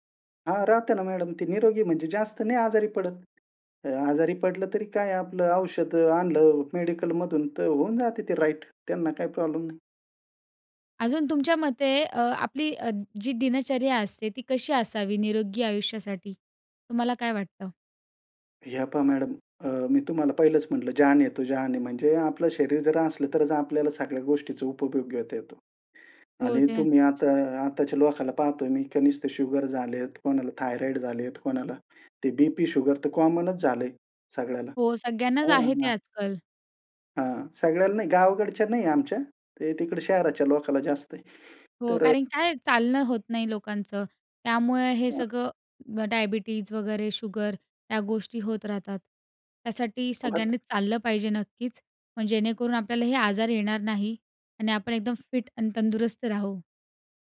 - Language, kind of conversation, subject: Marathi, podcast, कुटुंबात निरोगी सवयी कशा रुजवता?
- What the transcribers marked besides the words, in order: in English: "राइट"; tapping; in Hindi: "जान है तो जहान है"; in English: "कॉमन"; unintelligible speech; unintelligible speech